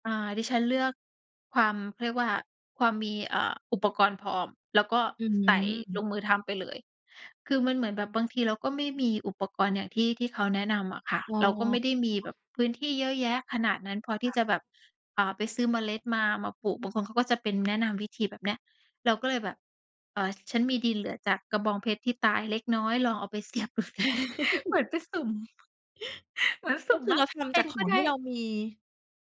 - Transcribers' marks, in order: chuckle; laughing while speaking: "เสียบดูสิ เหมือนไปสุ่ม เหมือนสุ่มว่าเป็นก็ได้"
- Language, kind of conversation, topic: Thai, podcast, จะทำสวนครัวเล็กๆ บนระเบียงให้ปลูกแล้วเวิร์กต้องเริ่มยังไง?